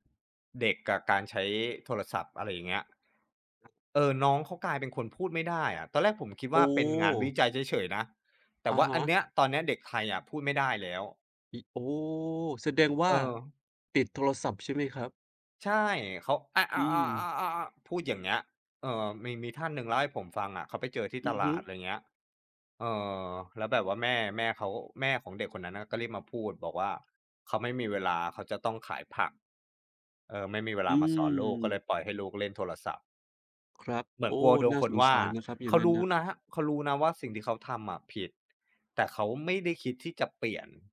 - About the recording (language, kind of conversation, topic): Thai, unstructured, เทคโนโลยีช่วยให้คุณติดต่อกับคนที่คุณรักได้ง่ายขึ้นไหม?
- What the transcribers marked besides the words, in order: other background noise